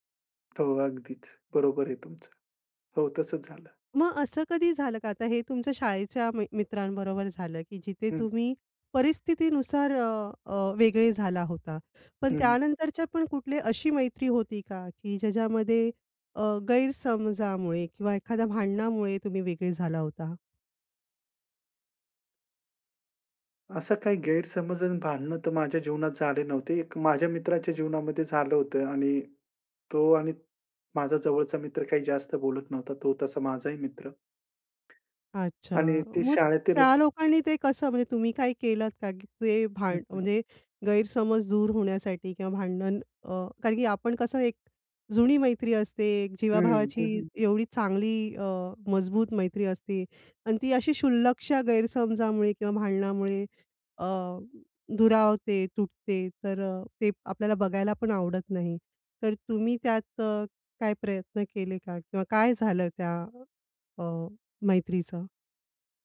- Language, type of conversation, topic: Marathi, podcast, जुनी मैत्री पुन्हा नव्याने कशी जिवंत कराल?
- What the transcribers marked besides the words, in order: tapping; sigh